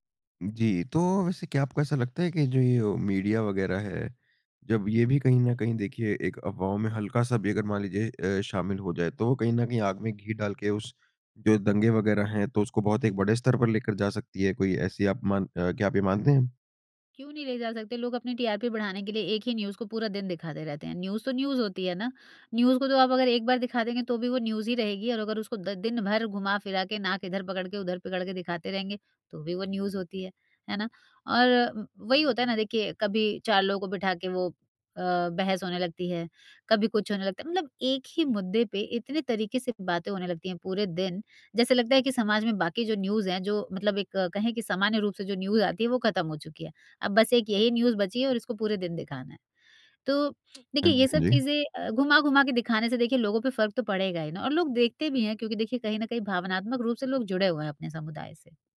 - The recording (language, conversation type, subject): Hindi, podcast, समाज में अफवाहें भरोसा कैसे तोड़ती हैं, और हम उनसे कैसे निपट सकते हैं?
- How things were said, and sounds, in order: in English: "न्यूज़"; in English: "न्यूज़"; in English: "न्यूज़"; in English: "न्यूज़"; in English: "न्यूज़"; in English: "न्यूज़"; in English: "न्यूज़"; in English: "न्यूज़"; in English: "न्यूज़"; sniff